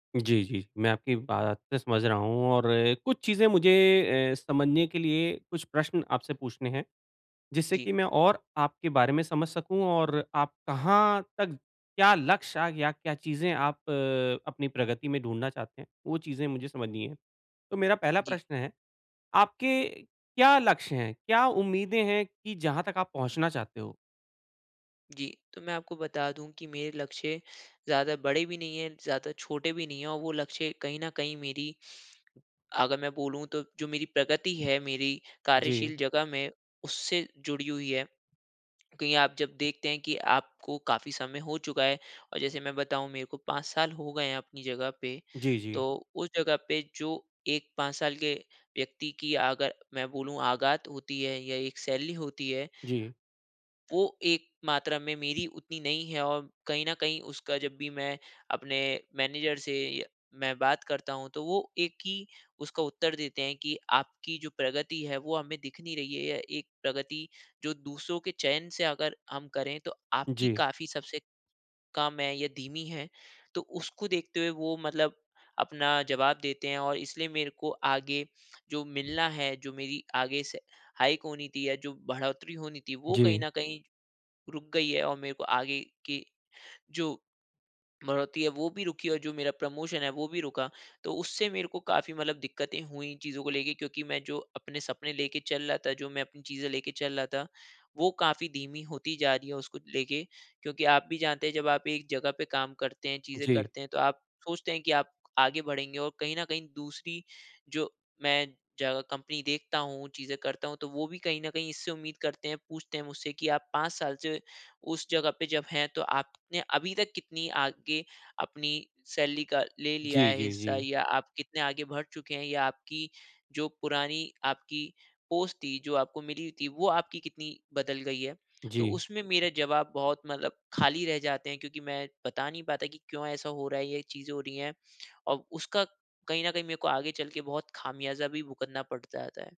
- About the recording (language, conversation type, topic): Hindi, advice, जब प्रगति धीमी हो या दिखाई न दे और निराशा हो, तो मैं क्या करूँ?
- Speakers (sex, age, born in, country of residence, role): male, 25-29, India, India, user; male, 40-44, India, India, advisor
- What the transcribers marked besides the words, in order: in English: "सैलरी"; in English: "मैनेजर"; in English: "हाइक"; in English: "प्रमोशन"; in English: "सैलरी"; in English: "पोस्ट"